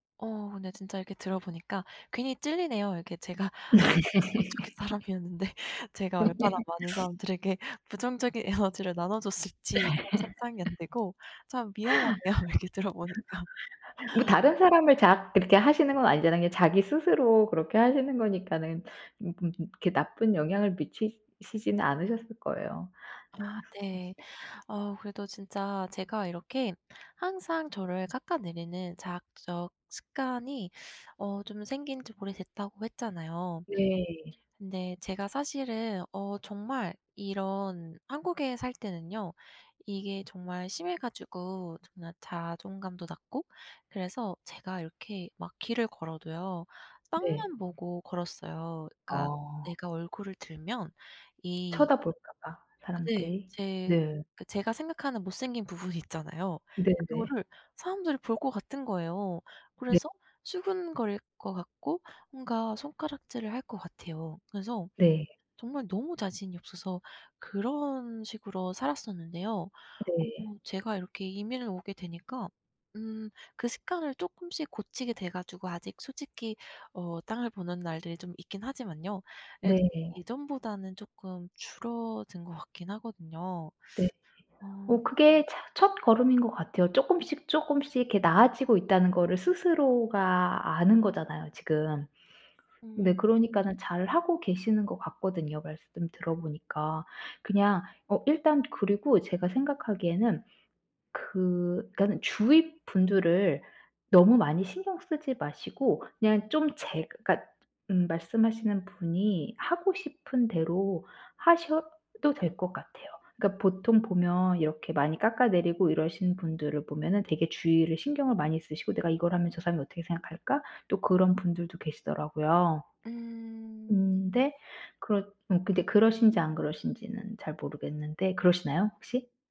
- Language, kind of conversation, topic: Korean, advice, 자꾸 스스로를 깎아내리는 생각이 습관처럼 떠오를 때 어떻게 해야 하나요?
- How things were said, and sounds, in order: laugh; laughing while speaking: "사람이었는데 제가 얼마나 많은 사람들에게 부정적인 에너지를 나눠줬을지"; laughing while speaking: "음 네"; laugh; other background noise; laughing while speaking: "미안하네요 얘기 들어보니까"; laugh; laughing while speaking: "부분이"